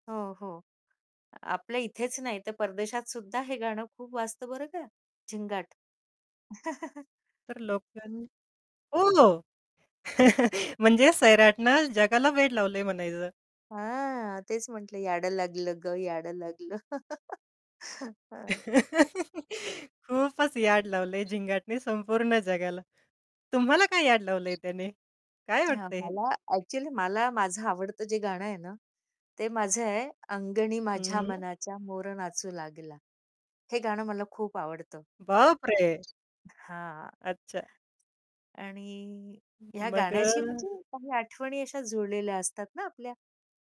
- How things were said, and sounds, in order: tapping; chuckle; static; distorted speech; chuckle; background speech; chuckle
- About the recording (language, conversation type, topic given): Marathi, podcast, तुला एखादं गाणं ऐकताना एखादी खास आठवण परत आठवते का?
- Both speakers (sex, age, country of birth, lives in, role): female, 30-34, India, India, host; female, 55-59, India, India, guest